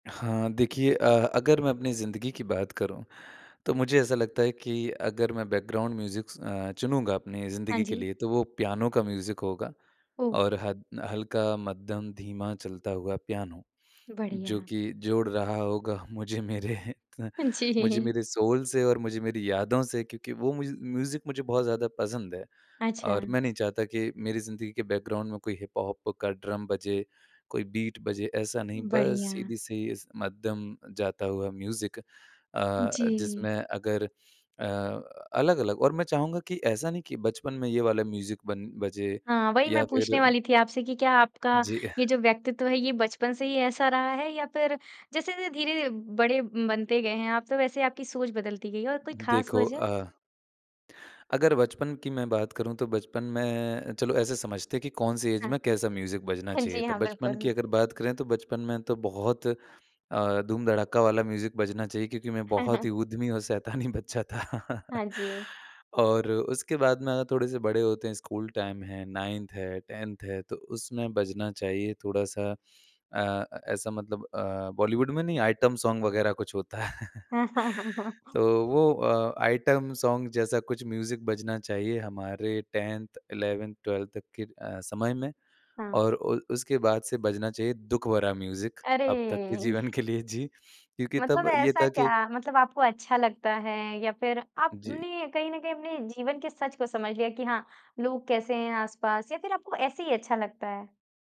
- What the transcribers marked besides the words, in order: in English: "बैकग्राउंड म्यूज़िक"; in English: "म्यूज़िक"; laughing while speaking: "मुझे मेरे मुझे"; laughing while speaking: "जी"; in English: "सोल"; chuckle; in English: "म्यूज़ म्यूज़िक"; in English: "बैकग्राउंड"; in English: "बीट"; in English: "म्यूज़िक"; in English: "म्यूज़िक"; chuckle; in English: "ऐज"; laughing while speaking: "हाँ जी, हाँ, बिल्कुल"; in English: "म्यूज़िक"; in English: "म्यूज़िक"; chuckle; laughing while speaking: "शैतानी बच्चा था"; laugh; in English: "टाइम"; in English: "नाइंथ"; in English: "टेंथ"; in English: "आइटम सोंग"; laugh; laughing while speaking: "है"; chuckle; in English: "आइटम सोंग"; in English: "म्यूज़िक"; in English: "टेंथ इलेवेंथ टवेल्थ"; in English: "म्यूज़िक"; laughing while speaking: "जीवन के लिए"
- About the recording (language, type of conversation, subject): Hindi, podcast, तुम्हारी ज़िंदगी के पीछे बजने वाला संगीत कैसा होगा?